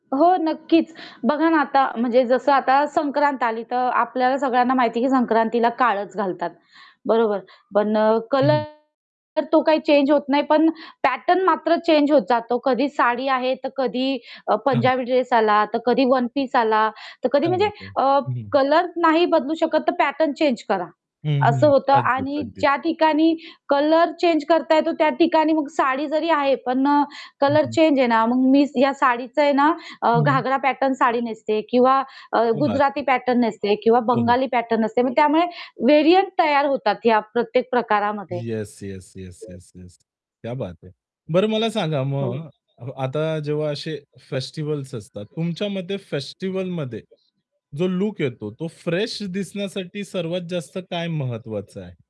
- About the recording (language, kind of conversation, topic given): Marathi, podcast, सणांच्या काळात तुमचा लूक कसा बदलतो?
- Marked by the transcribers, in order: other background noise; distorted speech; in English: "पॅटर्न"; static; in Hindi: "क्या बात है!"; in English: "पॅटर्न"; tapping; in English: "पॅटर्न"; in English: "पॅटर्न"; in Hindi: "क्या बात है"; in English: "पॅटर्न"; in English: "व्हेरियंट"; background speech; in Hindi: "क्या बात है"; other noise; in English: "फ्रेश"